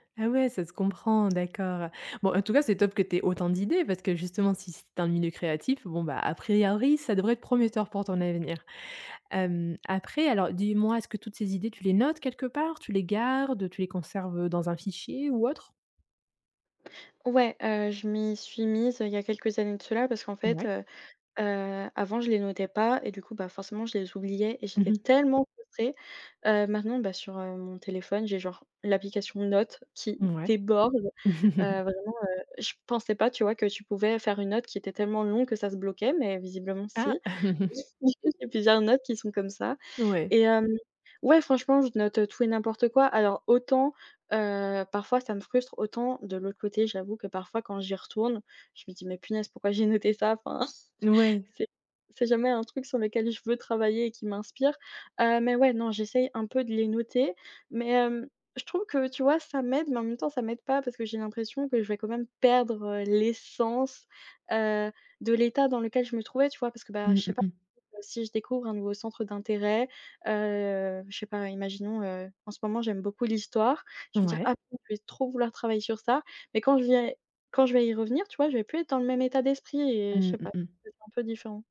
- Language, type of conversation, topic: French, advice, Comment choisir une idée à développer quand vous en avez trop ?
- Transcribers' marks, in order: tapping; stressed: "tellement"; stressed: "déborde"; chuckle; unintelligible speech; chuckle; chuckle; stressed: "l'essence"; unintelligible speech; unintelligible speech; "vais" said as "viais"; unintelligible speech